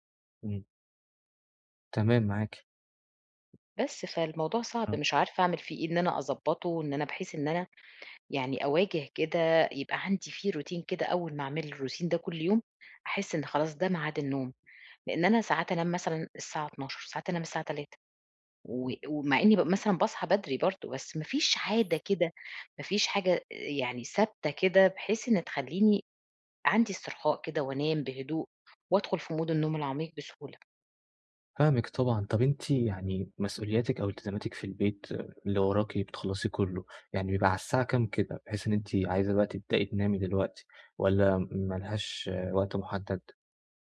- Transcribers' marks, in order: tapping; in English: "روتين"; in English: "الروتين"; in English: "مود"
- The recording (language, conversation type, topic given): Arabic, advice, إزاي أنظم عاداتي قبل النوم عشان يبقى عندي روتين نوم ثابت؟